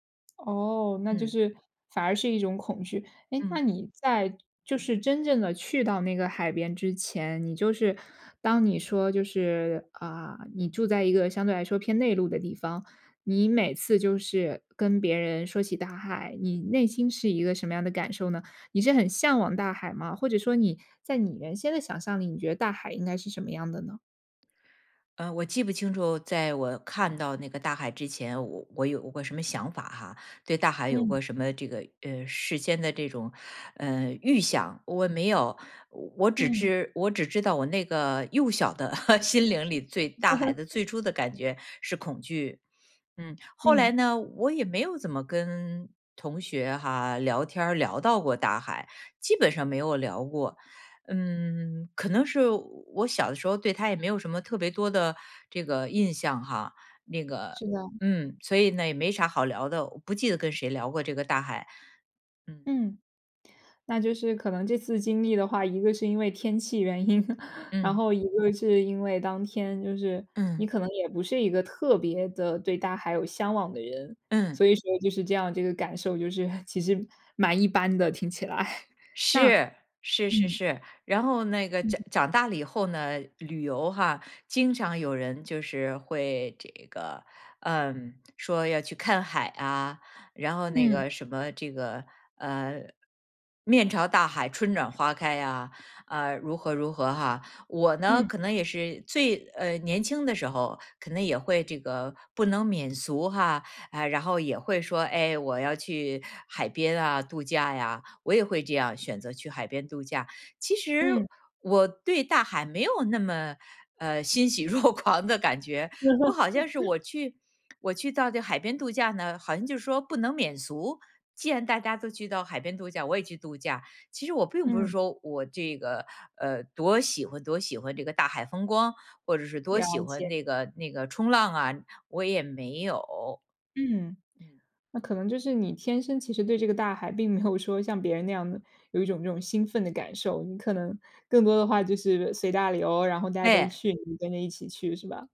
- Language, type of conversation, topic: Chinese, podcast, 你第一次看到大海时是什么感觉？
- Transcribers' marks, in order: chuckle; "对" said as "最"; chuckle; other background noise; chuckle; laughing while speaking: "欣喜若狂"; chuckle; laughing while speaking: "有"